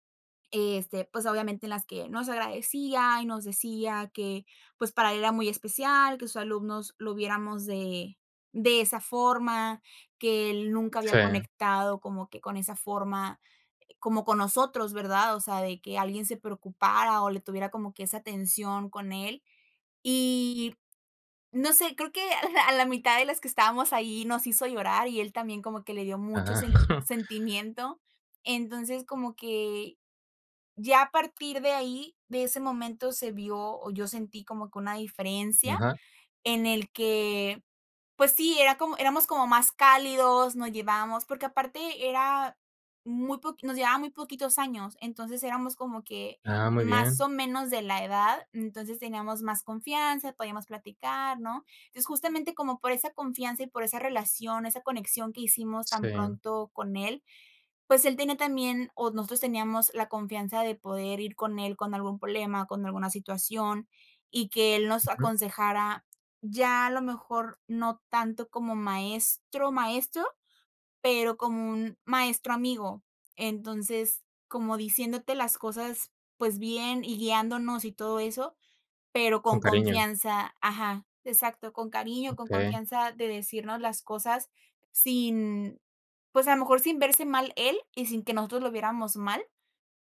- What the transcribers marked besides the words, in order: tapping; chuckle
- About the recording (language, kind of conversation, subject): Spanish, podcast, ¿Qué profesor o profesora te inspiró y por qué?